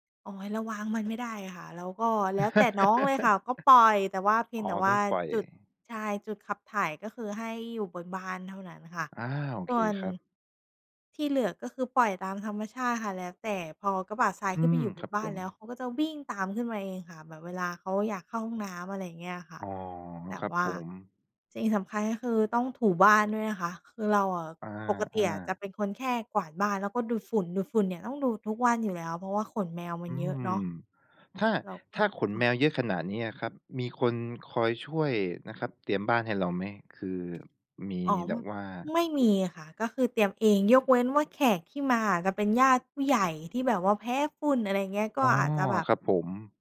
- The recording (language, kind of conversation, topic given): Thai, podcast, ตอนมีแขกมาบ้าน คุณเตรียมบ้านยังไงบ้าง?
- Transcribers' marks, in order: laugh